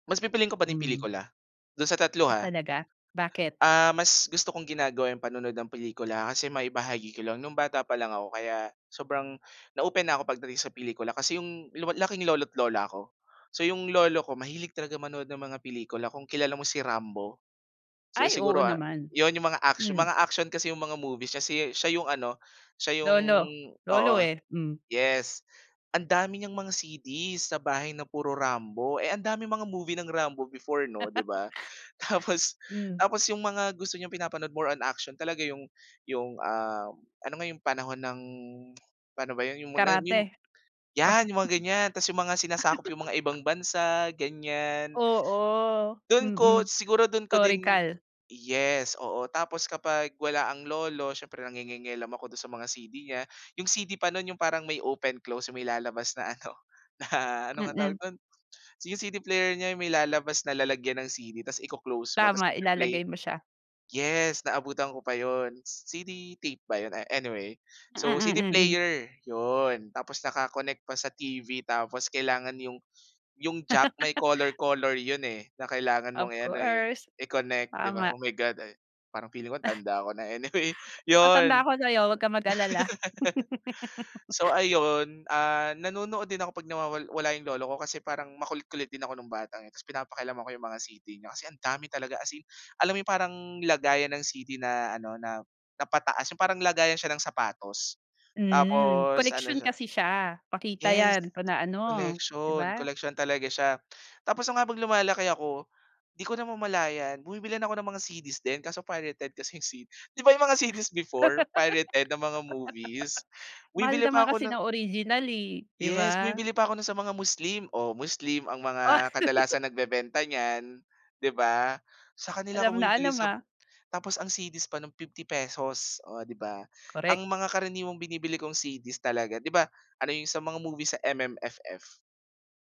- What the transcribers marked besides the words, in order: laugh; tapping; laugh; other background noise; laugh; chuckle; laugh; laugh; laugh; laugh
- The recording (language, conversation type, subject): Filipino, podcast, Saan ka karaniwang kumukuha ng inspirasyon para sa musika, pelikula, o libro?